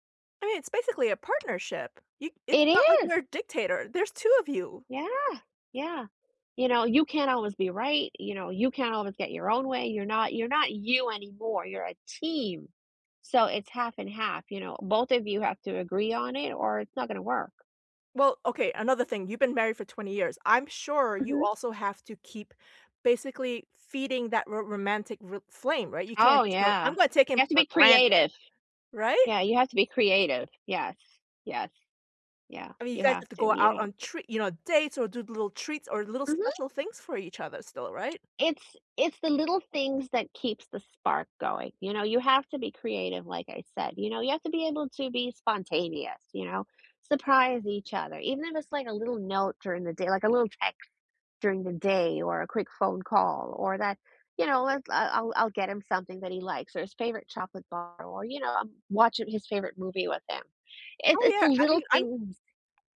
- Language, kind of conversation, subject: English, unstructured, What do you think causes most breakups in relationships?
- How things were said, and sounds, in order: tapping; stressed: "team"; other background noise